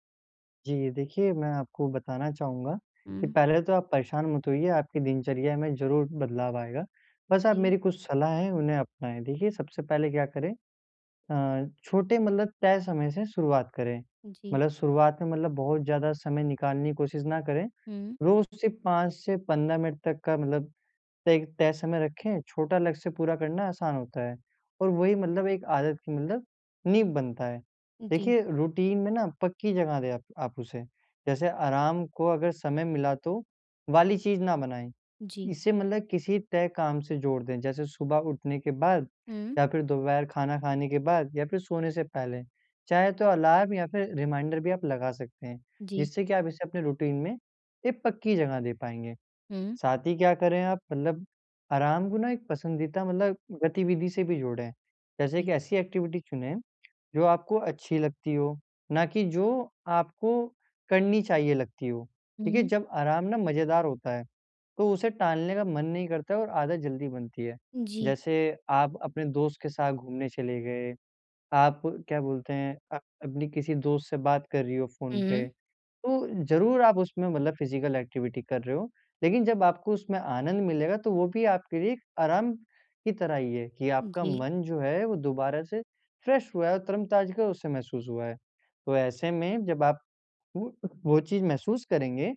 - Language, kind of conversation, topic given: Hindi, advice, मैं रोज़ाना आराम के लिए समय कैसे निकालूँ और इसे आदत कैसे बनाऊँ?
- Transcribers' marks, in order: in English: "रूटीन"; in English: "रिमाइंडर"; in English: "रूटीन"; in English: "एक्टिविटी"; in English: "फ़िजिकल एक्टिविटी"; in English: "फ्रेश"; "तरो ताज़गी" said as "तरम-ताजगी"